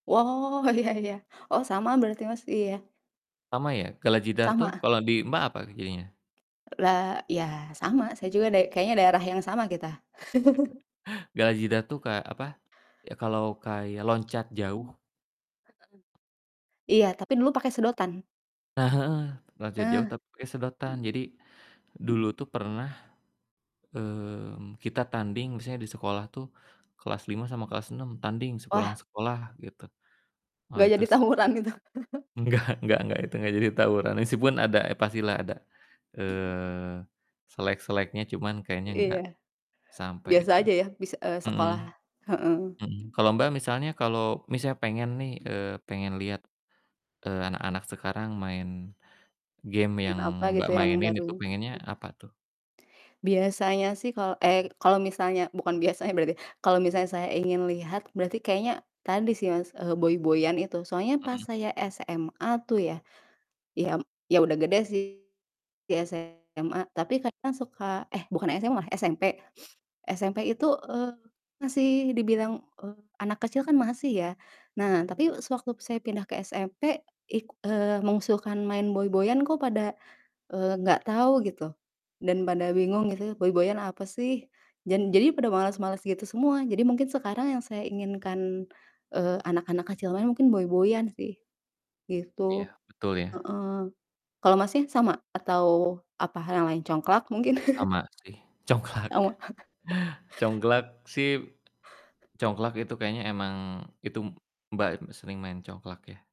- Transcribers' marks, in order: laughing while speaking: "iya iya"; chuckle; other background noise; distorted speech; laughing while speaking: "tawuran itu"; chuckle; static; laughing while speaking: "Enggak"; "meskipun" said as "eskipun"; tapping; sniff; chuckle; laughing while speaking: "Congklak"; chuckle
- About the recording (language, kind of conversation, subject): Indonesian, unstructured, Apa permainan favoritmu saat kecil, dan mengapa kamu menyukainya?